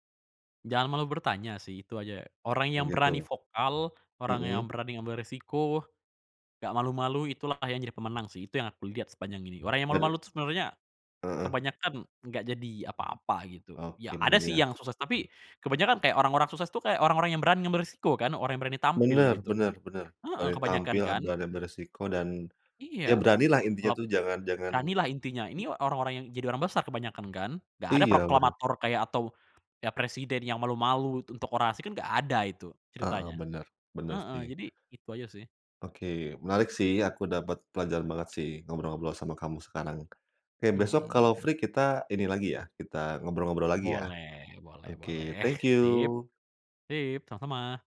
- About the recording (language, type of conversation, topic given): Indonesian, podcast, Bagaimana kamu bisa menghindari mengulangi kesalahan yang sama?
- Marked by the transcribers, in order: in English: "Got it"; "berani" said as "bram"; in English: "free"